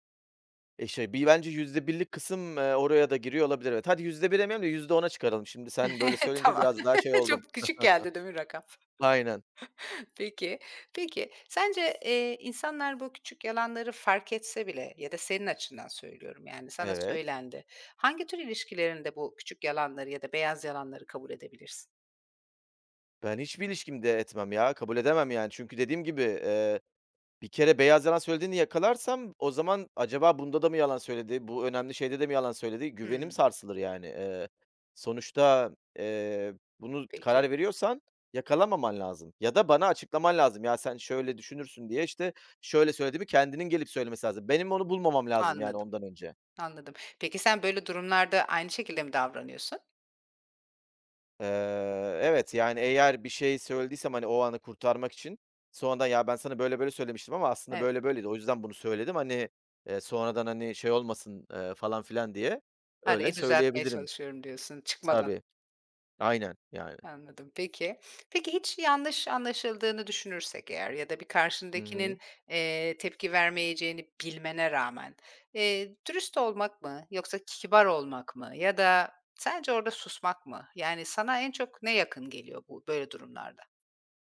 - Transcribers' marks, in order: chuckle; other noise; other background noise; chuckle; tapping
- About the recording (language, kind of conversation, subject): Turkish, podcast, Kibarlık ile dürüstlük arasında nasıl denge kurarsın?